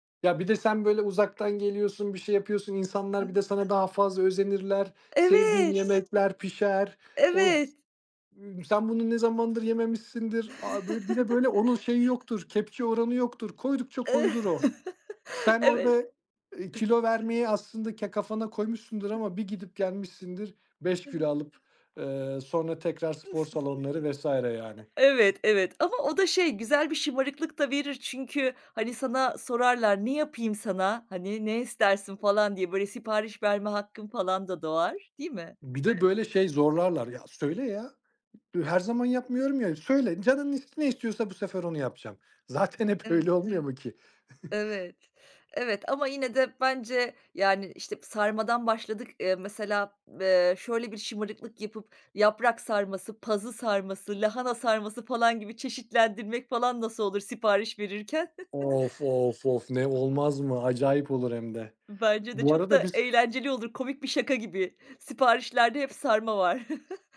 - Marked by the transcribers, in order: other background noise; chuckle; tapping; chuckle; unintelligible speech; chuckle; chuckle; chuckle; chuckle
- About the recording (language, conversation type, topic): Turkish, unstructured, Bayramlarda en sevdiğiniz yemek hangisi?